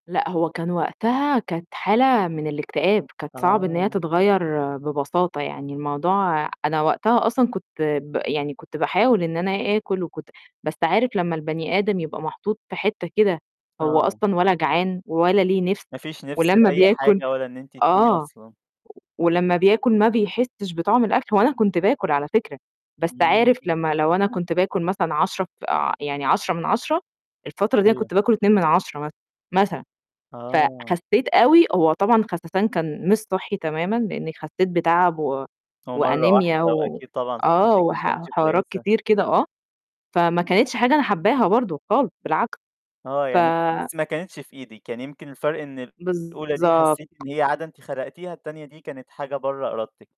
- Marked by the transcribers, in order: other noise; distorted speech
- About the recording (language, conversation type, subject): Arabic, podcast, إزاي بتقدر تفضل ملتزم بأكل صحي لما مزاجك يبقى وحش؟